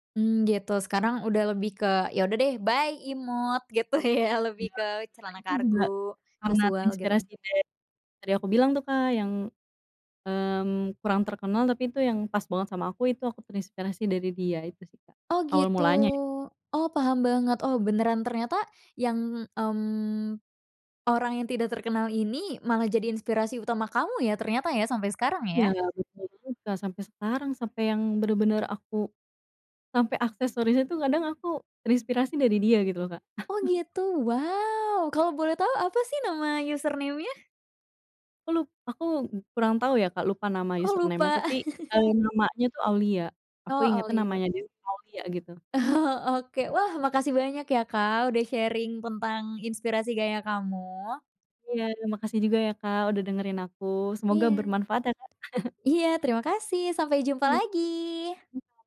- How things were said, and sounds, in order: in English: "bye"; laughing while speaking: "Gitu ya?"; chuckle; in English: "username-nya?"; in English: "username"; chuckle; laughing while speaking: "Oh"; in English: "sharing"; tapping; chuckle
- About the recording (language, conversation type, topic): Indonesian, podcast, Dari mana biasanya kamu mencari inspirasi gaya?